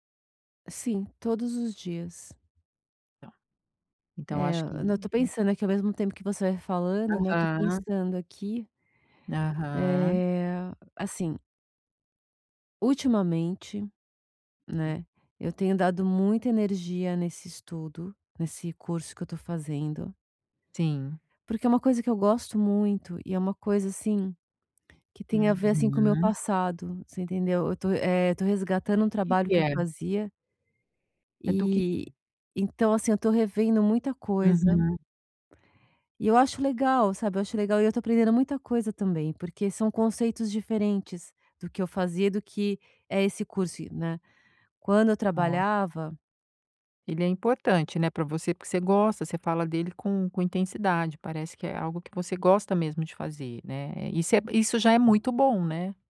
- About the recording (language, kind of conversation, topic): Portuguese, advice, Como posso manter meu nível de energia durante longos períodos de foco intenso?
- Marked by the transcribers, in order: tapping